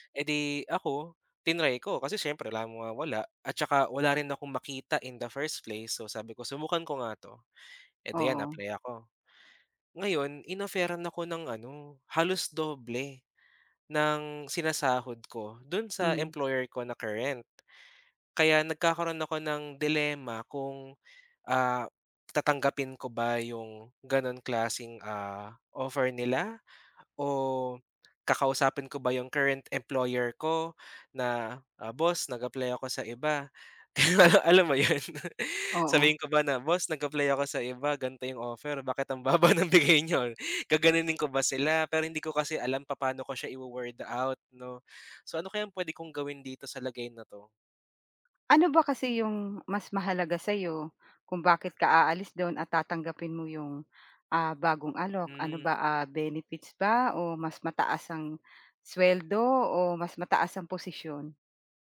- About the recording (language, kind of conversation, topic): Filipino, advice, Bakit ka nag-aalala kung tatanggapin mo ang kontra-alok ng iyong employer?
- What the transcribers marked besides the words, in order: other background noise; laughing while speaking: "Alam mo yon?"; laughing while speaking: "baba nang bigay niyo?"